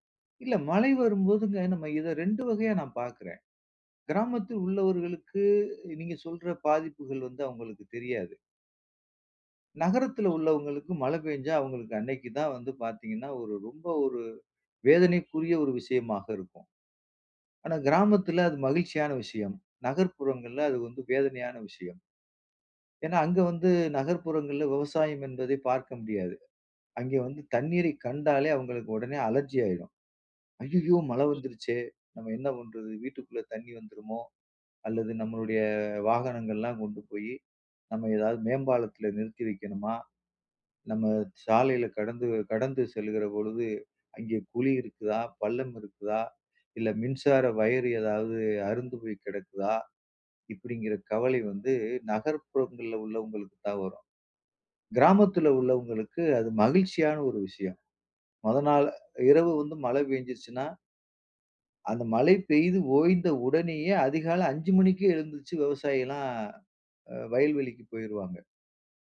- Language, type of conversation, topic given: Tamil, podcast, மழை பூமியைத் தழுவும் போது உங்களுக்கு எந்த நினைவுகள் எழுகின்றன?
- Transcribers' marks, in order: other background noise; in English: "அலர்ஜி"; afraid: "ஐயயோ! மழை வந்துருச்சே. நம்ம என்ன … அறுந்து போய் கிடக்குதா?"; drawn out: "நம்மளுடைய"